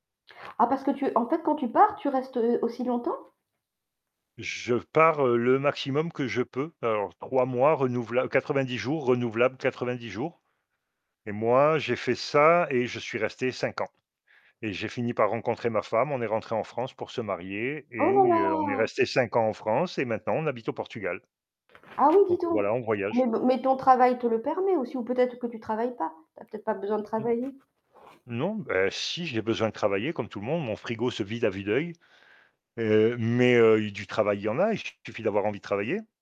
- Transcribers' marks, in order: other background noise; distorted speech; stressed: "si"
- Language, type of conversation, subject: French, unstructured, Quel endroit as-tu toujours rêvé de visiter un jour ?
- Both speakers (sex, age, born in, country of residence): female, 55-59, France, France; male, 50-54, France, Portugal